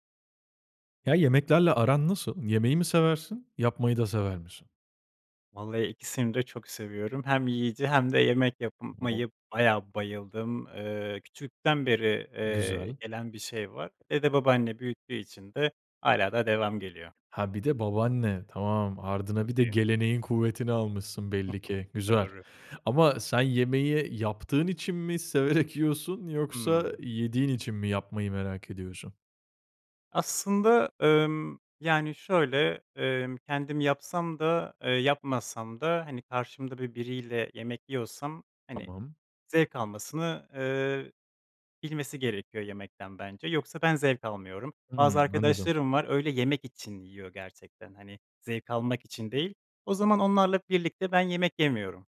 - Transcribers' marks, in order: unintelligible speech; unintelligible speech; chuckle; laughing while speaking: "severek"
- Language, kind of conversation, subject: Turkish, podcast, Mutfakta en çok hangi yemekleri yapmayı seviyorsun?